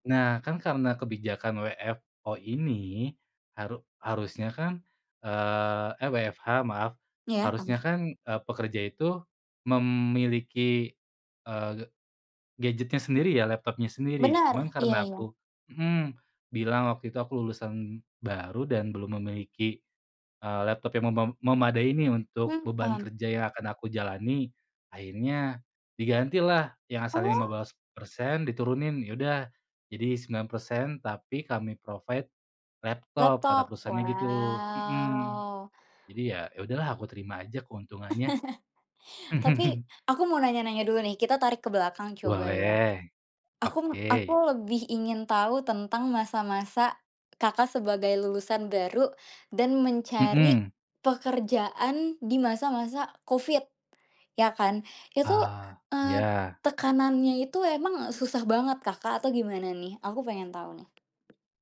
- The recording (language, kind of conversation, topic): Indonesian, podcast, Bagaimana cara menegosiasikan gaji atau perubahan posisi berdasarkan pengalamanmu?
- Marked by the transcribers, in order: unintelligible speech; other background noise; in English: "provide"; drawn out: "wow"; laugh; chuckle; tapping